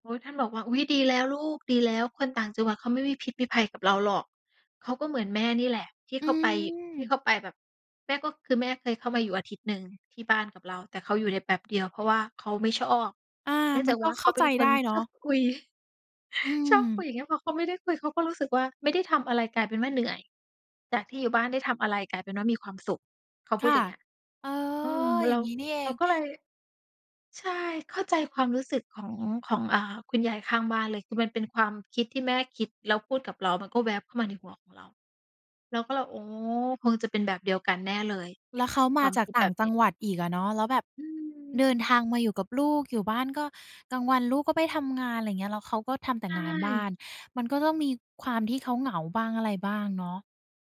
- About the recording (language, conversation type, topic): Thai, podcast, คุณมีวิธีแบ่งปันความสุขเล็กๆ น้อยๆ ให้เพื่อนบ้านอย่างไรบ้าง?
- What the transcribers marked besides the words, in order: other background noise; laughing while speaking: "ชอบคุย ชอบคุย"